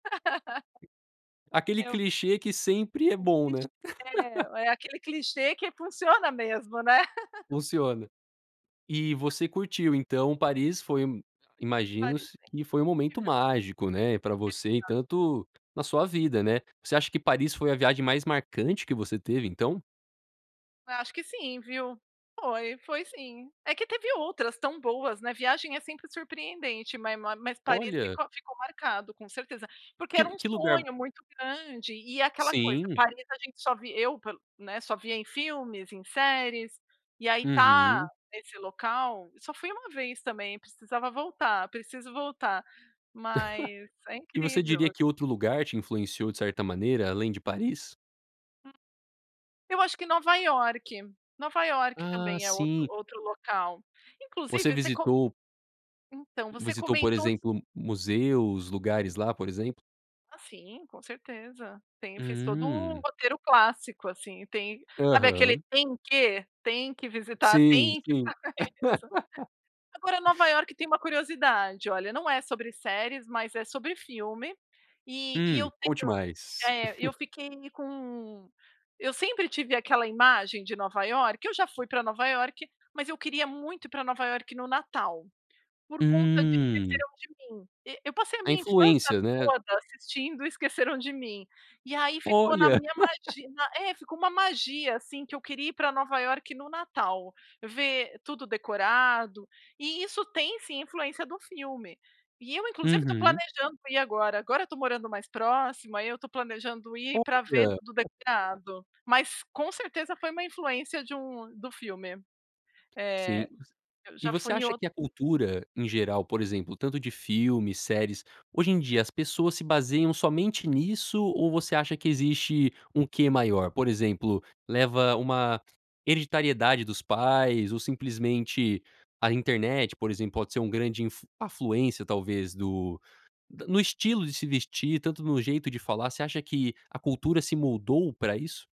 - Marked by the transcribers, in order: laugh; tapping; laugh; laugh; chuckle; "imagino" said as "imaginose"; laugh; other background noise; laughing while speaking: "fazer isso"; laugh; chuckle; laugh; other noise
- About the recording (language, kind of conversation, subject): Portuguese, podcast, Por que as pessoas acabam viciando em maratonar séries, na sua opinião?